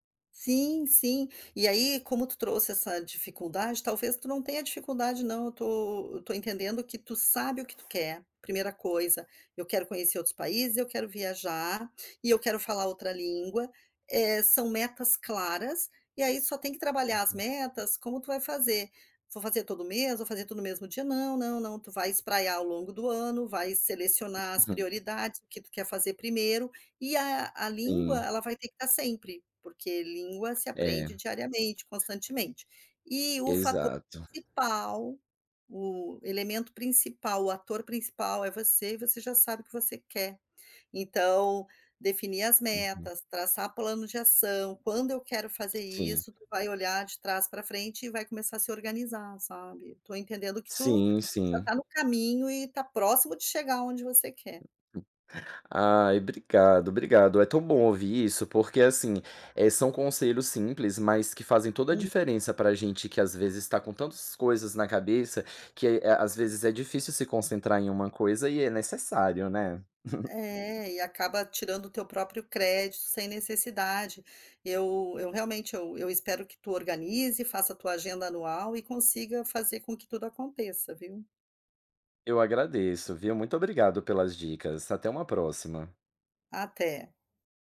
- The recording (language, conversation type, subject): Portuguese, advice, Como posso definir metas claras e alcançáveis?
- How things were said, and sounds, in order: tapping; other background noise; chuckle